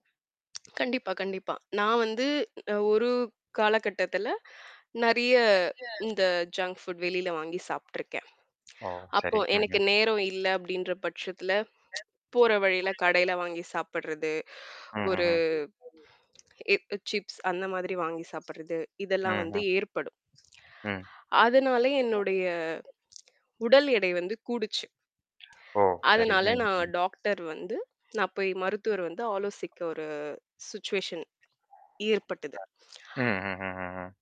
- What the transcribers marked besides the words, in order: other background noise; tapping; background speech; in English: "ஜங்க் ஃபுட்"; tsk; other noise; distorted speech; in English: "சிப்ஸ்"; in English: "டாக்டர்"; in English: "சிட்சுவேஷன்"
- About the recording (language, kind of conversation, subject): Tamil, podcast, நலமான சிற்றுண்டிகளைத் தேர்வு செய்வது பற்றி உங்கள் கருத்து என்ன?